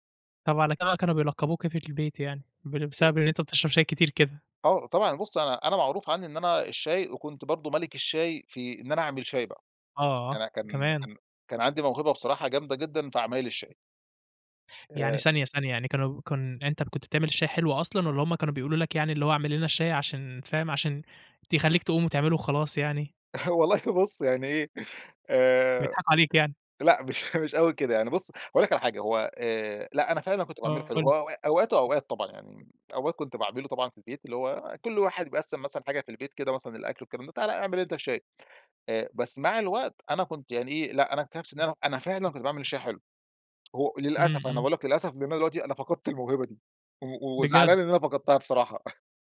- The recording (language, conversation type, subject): Arabic, podcast, إيه عاداتك مع القهوة أو الشاي في البيت؟
- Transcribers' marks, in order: chuckle; laughing while speaking: "والله بُص يعني إيه"; laughing while speaking: "مش مش أوي كده"; tapping; chuckle